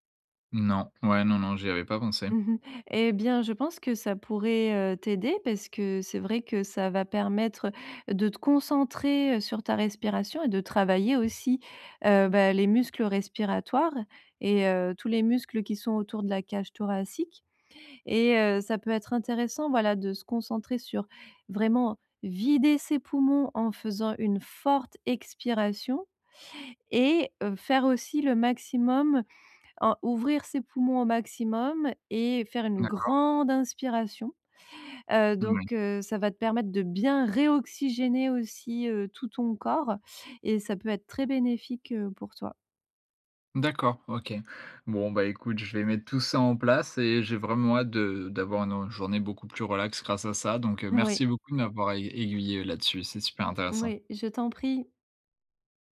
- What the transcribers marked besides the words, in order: other background noise; stressed: "vider"; stressed: "forte expiration"; stressed: "grande"
- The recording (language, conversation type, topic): French, advice, Comment puis-je relâcher la tension musculaire générale quand je me sens tendu et fatigué ?
- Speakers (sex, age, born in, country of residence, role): female, 35-39, France, France, advisor; male, 20-24, France, France, user